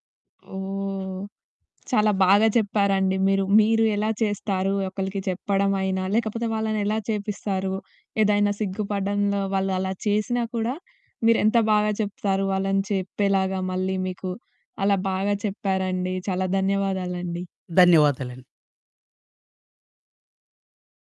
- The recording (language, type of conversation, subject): Telugu, podcast, బహిరంగంగా భావాలు పంచుకునేలా సురక్షితమైన వాతావరణాన్ని ఎలా రూపొందించగలరు?
- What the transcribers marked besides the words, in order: other background noise